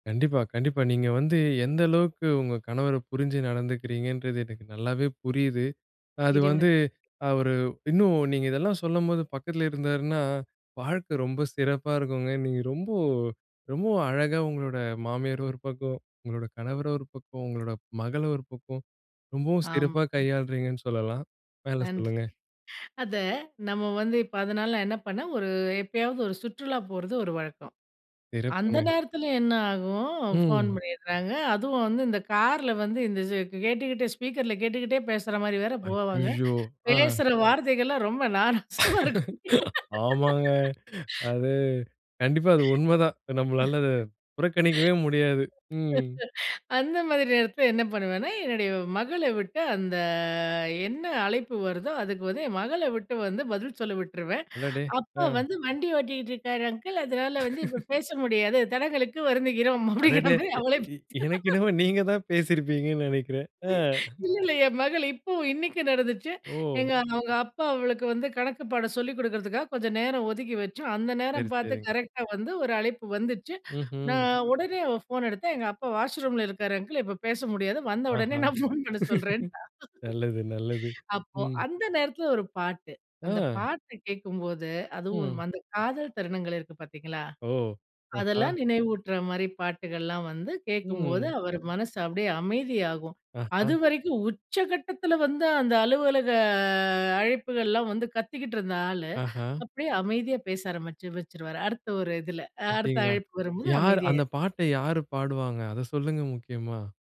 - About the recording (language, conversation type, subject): Tamil, podcast, ஒரு பெரிய பிரச்சினையை கலை வழியாக நீங்கள் எப்படி தீர்வாக மாற்றினீர்கள்?
- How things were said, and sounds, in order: other noise; tapping; other background noise; in English: "ஸ்பீக்கர்ல"; laugh; laughing while speaking: "ஆமாங்க. அது கண்டிப்பா அது உண்மதான். நம்ளால அத புறக்கணிக்கவே முடியாது. ம்"; laughing while speaking: "ரொம்ப நாராசமா இருக்கும்"; laugh; laughing while speaking: "அந்த மாரி நேரத்துல என்ன பண்ணுவேன்னா"; drawn out: "அந்த"; laugh; laughing while speaking: "அடடே! எ எனக்கு என்னமோ நீங்க தான் பேசிருப்பீங்கன்னு நினைக்கிறேன். ஆ"; laughing while speaking: "அப்டிங்கற மாரி அவளே பேசி"; laugh; laughing while speaking: "இல்ல, இல்ல என் மகள் இப்போ இன்னைக்கு நடந்துச்சு. எங்க"; in English: "கரெக்டா"; in English: "வாஷ் ரூம்ல"; chuckle; laughing while speaking: "ஃபோன் பண்ண சொல்றேன்ட்டா"; drawn out: "அலுவலக"